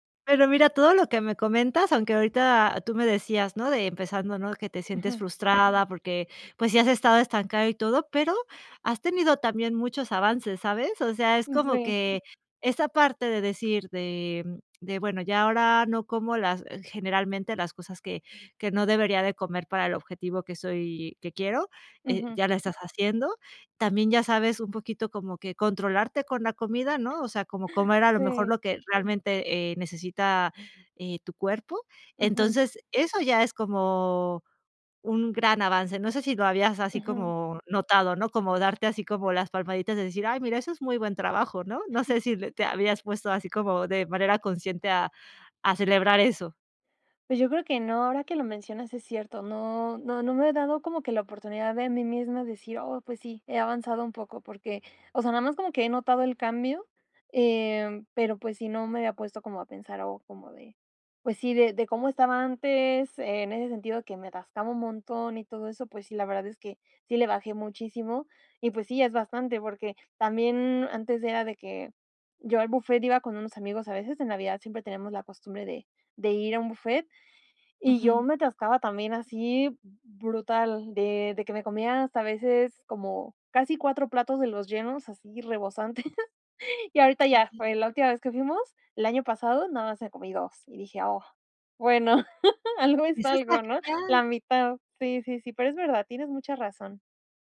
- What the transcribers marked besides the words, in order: other background noise; chuckle; chuckle; laughing while speaking: "bueno, algo es algo, ¿no?"
- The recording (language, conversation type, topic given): Spanish, advice, ¿Por qué me siento frustrado/a por no ver cambios después de intentar comer sano?